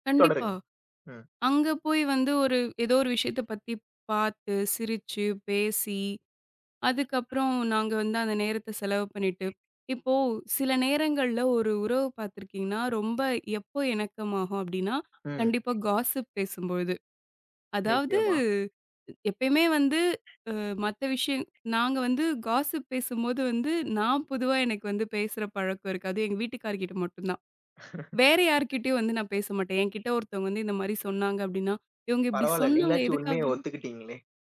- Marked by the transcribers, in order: other background noise; other noise; in English: "காஸ்ஸிப்"; in English: "காஸ்ஸிப்"; laugh
- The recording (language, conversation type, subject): Tamil, podcast, பணத்திற்காக உங்கள் தனிநேரத்தை குறைப்பது சரியா, அல்லது குடும்பத்துடன் செலவிடும் நேரத்திற்கே முன்னுரிமை தர வேண்டுமா?